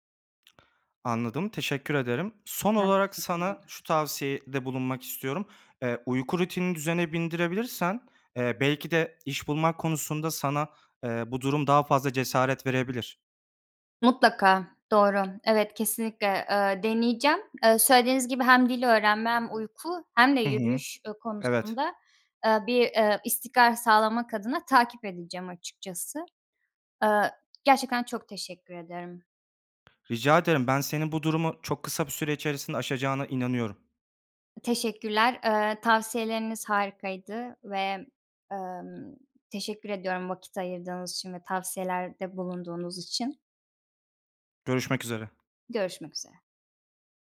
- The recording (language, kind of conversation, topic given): Turkish, advice, İşten çıkarılma sonrası kimliğinizi ve günlük rutininizi nasıl yeniden düzenlemek istersiniz?
- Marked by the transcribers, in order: other background noise; tapping